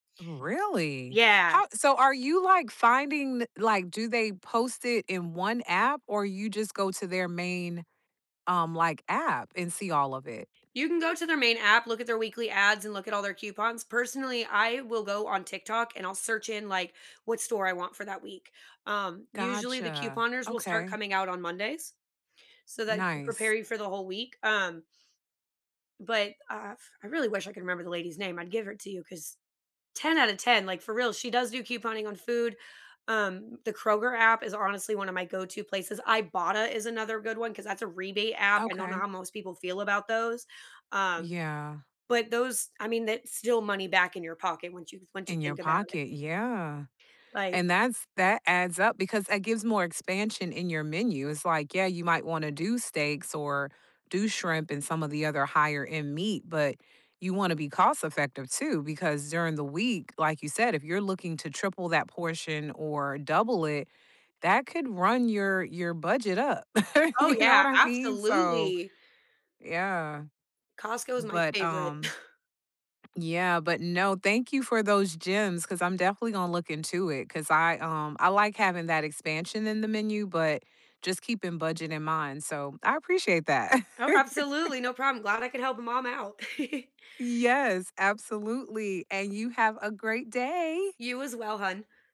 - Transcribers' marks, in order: other background noise; laugh; laughing while speaking: "You know what"; chuckle; laugh; chuckle
- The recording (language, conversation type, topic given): English, unstructured, How do your weeknight cooking routines bring you comfort and connection after busy days?
- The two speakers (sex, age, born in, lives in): female, 30-34, United States, United States; female, 40-44, United States, United States